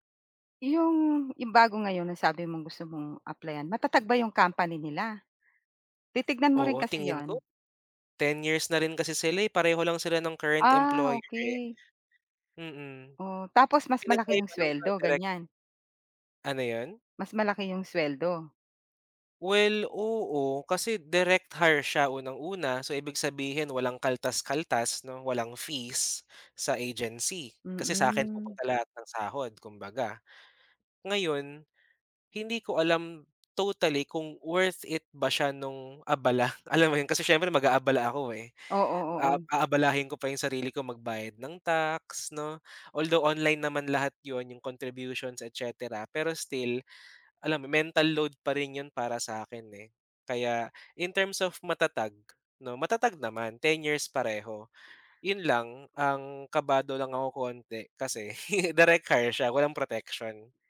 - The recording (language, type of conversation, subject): Filipino, advice, Bakit ka nag-aalala kung tatanggapin mo ang kontra-alok ng iyong employer?
- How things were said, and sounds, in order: tapping; chuckle